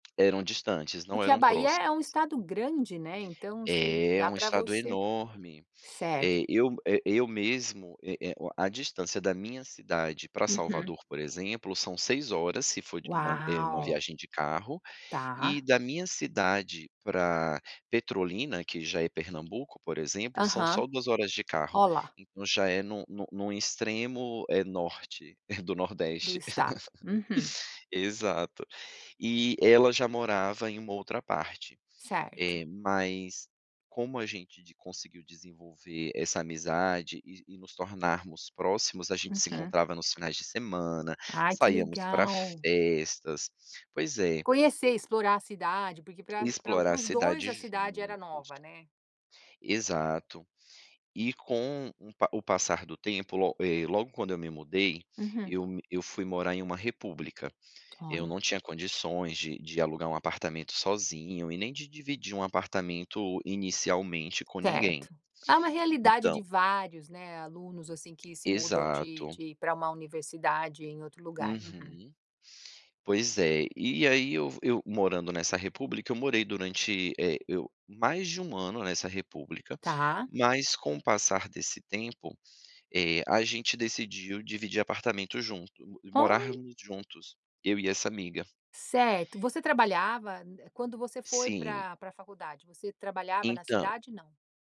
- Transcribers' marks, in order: laugh
- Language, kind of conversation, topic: Portuguese, podcast, Como você faz amigos depois de mudar de cidade?